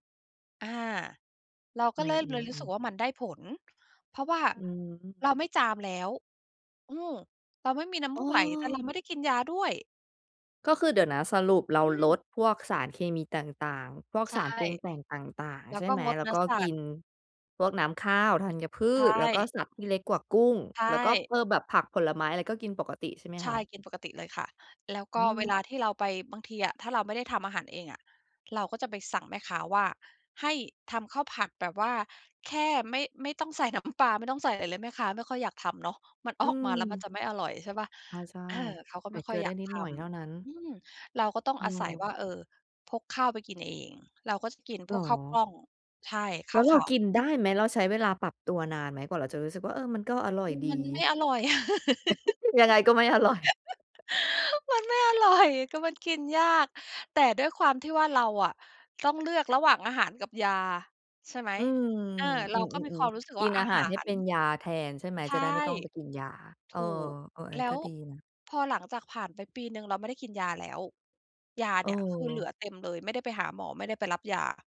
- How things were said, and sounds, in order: laugh; giggle; laughing while speaking: "ยังไงก็ไม่อร่อย"; laughing while speaking: "มันไม่อร่อย"
- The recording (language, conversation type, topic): Thai, podcast, คุณเคยล้มเหลวเรื่องการดูแลสุขภาพ แล้วกลับมาดูแลตัวเองจนสำเร็จได้อย่างไร?